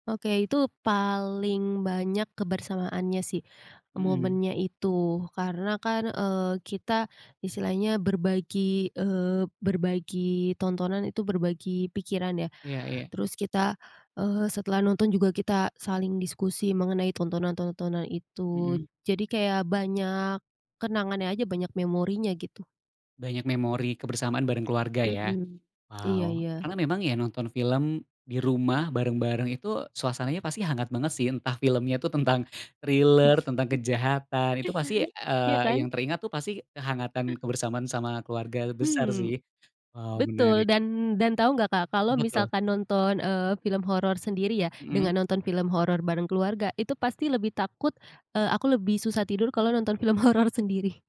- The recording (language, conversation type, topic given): Indonesian, podcast, Apa kenanganmu saat menonton bersama keluarga di rumah?
- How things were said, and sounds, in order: tapping; chuckle; other background noise; laughing while speaking: "horor"